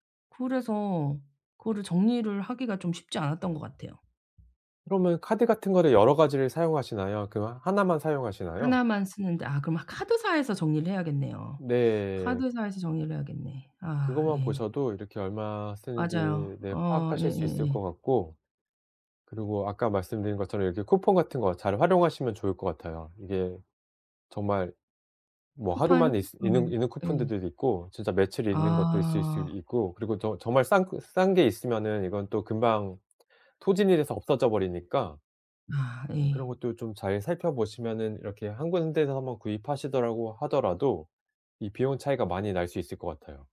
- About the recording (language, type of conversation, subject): Korean, advice, 의식적으로 소비하는 습관은 어떻게 구체적으로 시작할 수 있을까요?
- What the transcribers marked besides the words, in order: tapping; other background noise